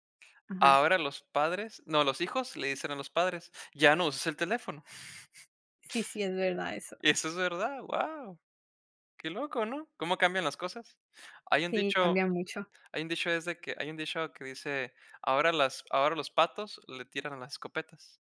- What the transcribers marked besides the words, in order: chuckle
- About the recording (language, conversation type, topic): Spanish, podcast, ¿Cómo usas el celular en tu día a día?